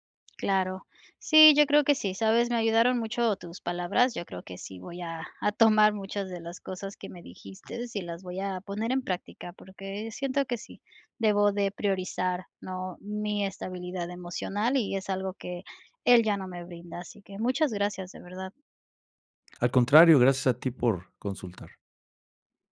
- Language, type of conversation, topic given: Spanish, advice, ¿Cómo puedo poner límites claros a mi ex que quiere ser mi amigo?
- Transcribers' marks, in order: none